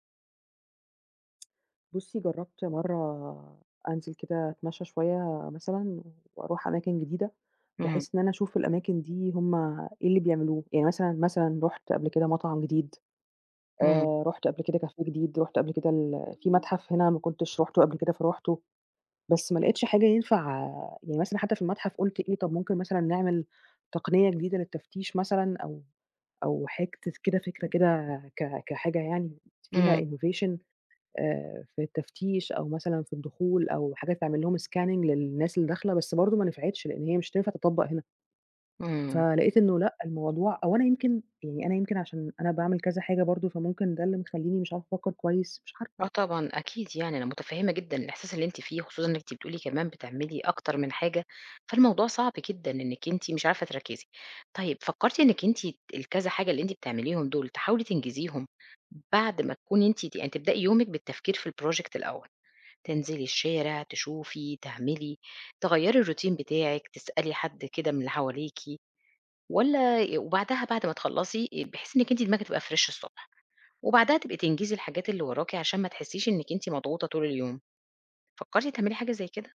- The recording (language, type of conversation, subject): Arabic, advice, إزاي بتوصف إحساسك بالبلوك الإبداعي وإن مفيش أفكار جديدة؟
- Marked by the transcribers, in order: tapping; in English: "innovation"; in English: "scanning"; in English: "الproject"; in English: "الروتين"; in English: "fresh"